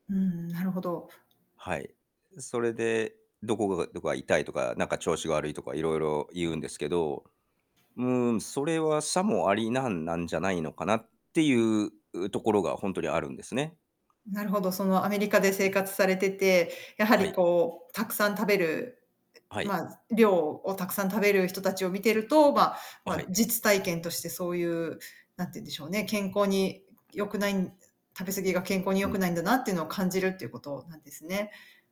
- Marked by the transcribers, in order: static; distorted speech; other background noise; tapping
- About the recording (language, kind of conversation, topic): Japanese, podcast, 食べ物と環境にはどのような関係があると考えますか？